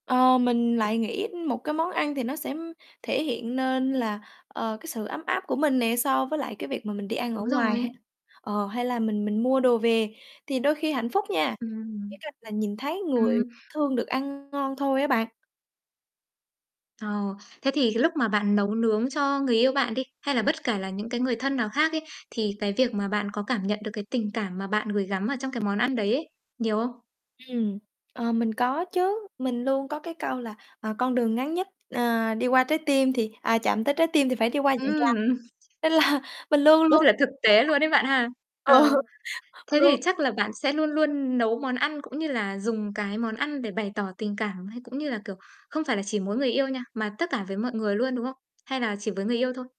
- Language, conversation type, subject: Vietnamese, podcast, Bạn thường dùng thức ăn để bày tỏ tình cảm như thế nào?
- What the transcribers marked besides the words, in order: tapping; distorted speech; other background noise; laughing while speaking: "là"; laughing while speaking: "ờ"